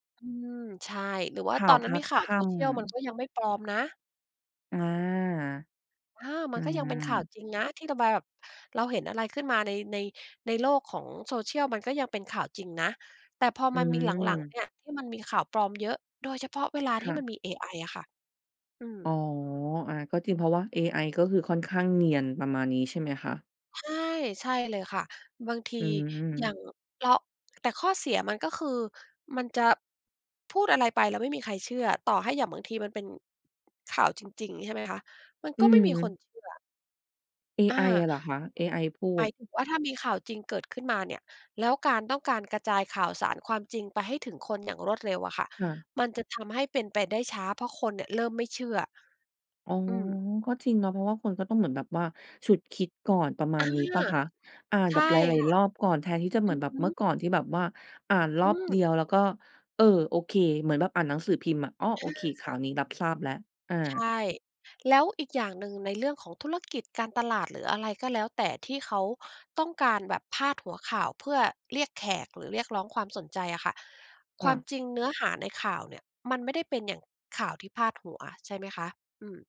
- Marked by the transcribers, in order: none
- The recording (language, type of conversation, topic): Thai, podcast, เวลาเจอข่าวปลอม คุณทำอะไรเป็นอย่างแรก?